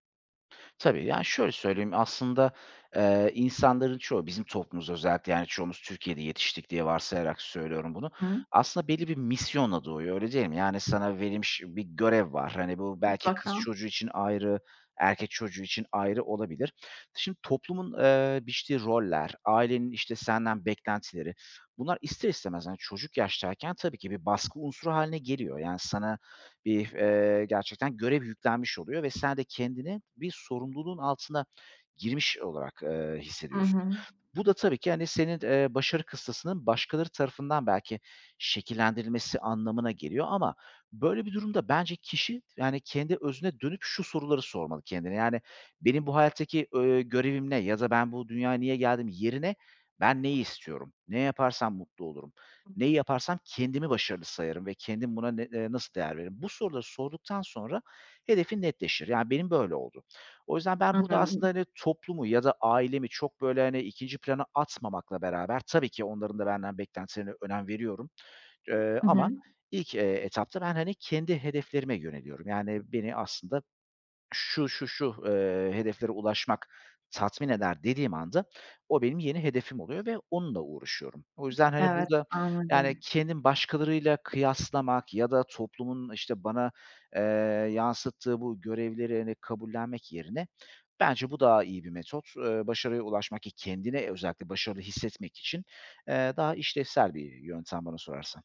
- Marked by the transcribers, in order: other background noise; unintelligible speech
- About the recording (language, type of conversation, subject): Turkish, podcast, Pişmanlık uyandıran anılarla nasıl başa çıkıyorsunuz?